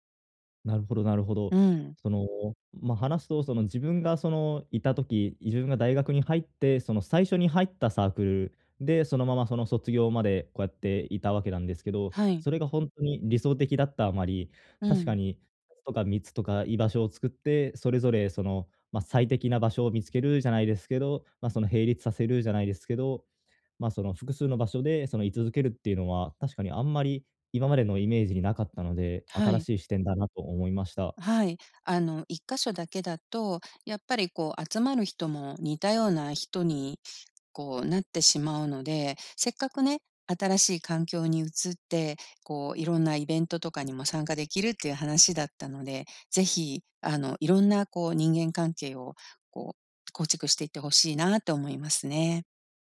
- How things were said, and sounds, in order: none
- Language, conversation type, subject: Japanese, advice, 慣れた環境から新しい生活へ移ることに不安を感じていますか？